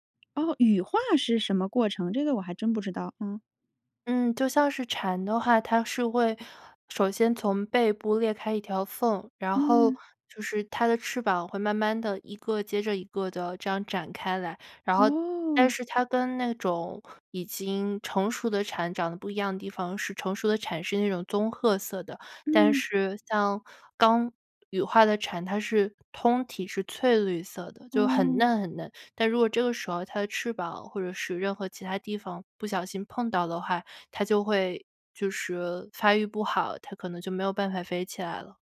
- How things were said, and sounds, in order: other background noise
- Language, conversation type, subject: Chinese, podcast, 你小时候最喜欢玩的游戏是什么？